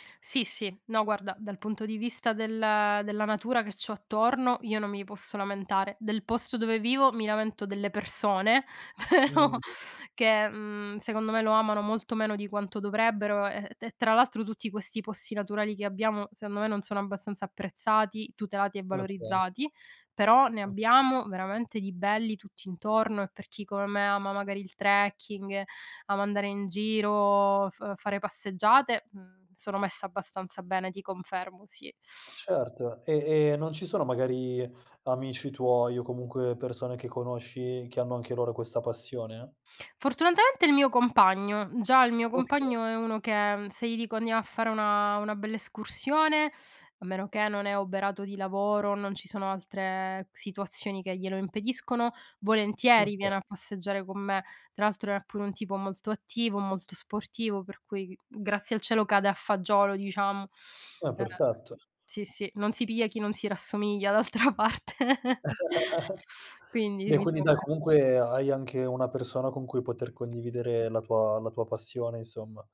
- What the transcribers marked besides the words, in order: laughing while speaking: "però"; "Okay" said as "oka"; other background noise; laughing while speaking: "d'altra parte"; laugh; tapping
- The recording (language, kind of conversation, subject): Italian, podcast, Perché ti piace fare escursioni o camminare in natura?